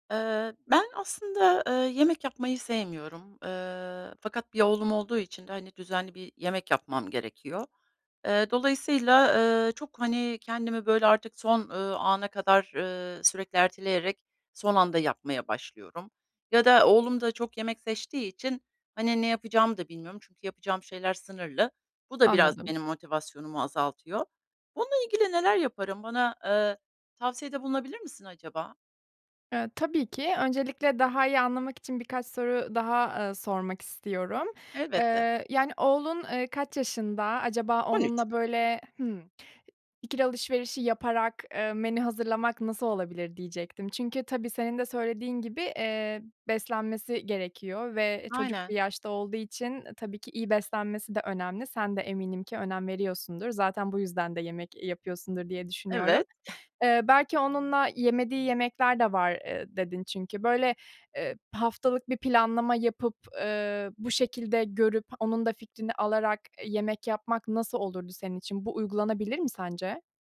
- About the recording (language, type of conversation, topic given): Turkish, advice, Motivasyon eksikliğiyle başa çıkıp sağlıklı beslenmek için yemek hazırlamayı nasıl planlayabilirim?
- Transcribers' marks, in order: giggle